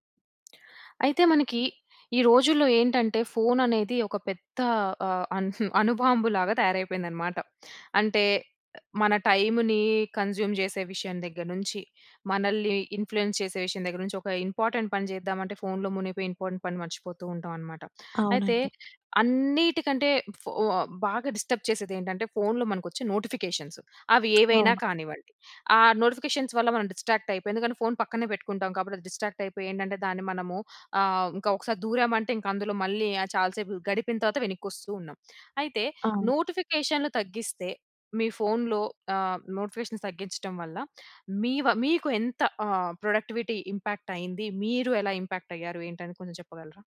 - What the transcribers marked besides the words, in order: in English: "కన్జ్యూమ్"; in English: "ఇన్ఫ్లుయెన్స్"; in English: "ఇంపార్టెంట్"; in English: "ఇంపార్టెంట్"; in English: "డిస్టర్బ్"; in English: "నోటిఫికేషన్స్"; in English: "నోటిఫికేషన్స్"; other background noise; in English: "డిస్ట్రాక్ట్"; in English: "డిస్ట్రాక్ట్"; in English: "నోటిఫికేషన్"; in English: "ప్రొడక్టివిటీ ఇంపాక్ట్"; in English: "ఇంపాక్ట్"
- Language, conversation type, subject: Telugu, podcast, నోటిఫికేషన్లు తగ్గిస్తే మీ ఫోన్ వినియోగంలో మీరు ఏ మార్పులు గమనించారు?